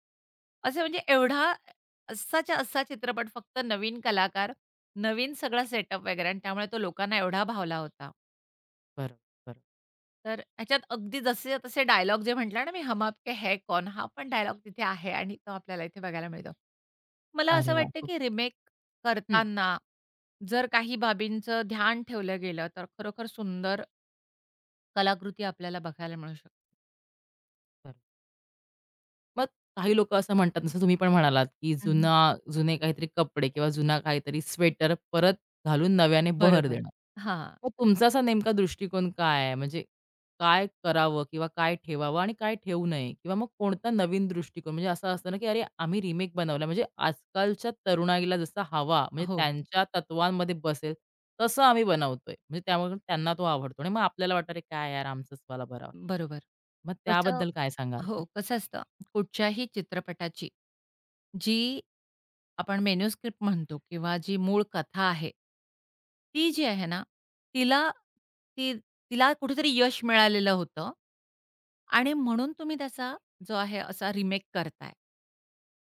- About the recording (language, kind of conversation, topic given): Marathi, podcast, रिमेक करताना मूळ कथेचा गाभा कसा जपावा?
- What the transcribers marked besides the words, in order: in English: "सेटअप"; other background noise; bird; in English: "मेनुस्क्रिप्ट"